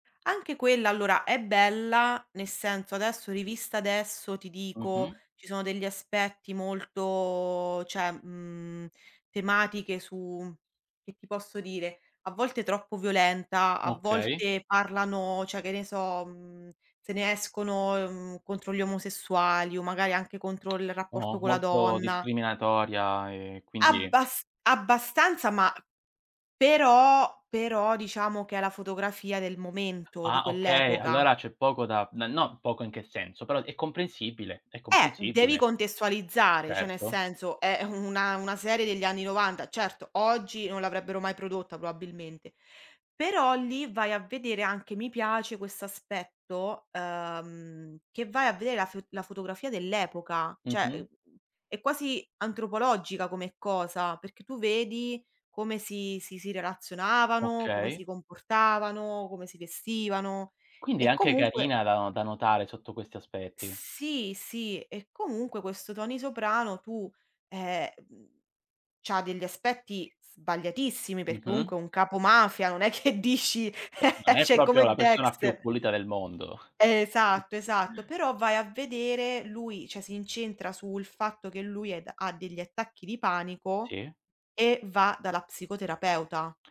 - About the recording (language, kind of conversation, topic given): Italian, unstructured, Qual è la serie TV che non ti stanchi mai di vedere?
- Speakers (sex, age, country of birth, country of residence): female, 30-34, Italy, Italy; male, 30-34, Italy, Italy
- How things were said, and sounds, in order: other background noise; laughing while speaking: "una"; "probabilmente" said as "proabilmente"; drawn out: "Sì"; laughing while speaking: "è che dici"; chuckle; laughing while speaking: "mondo"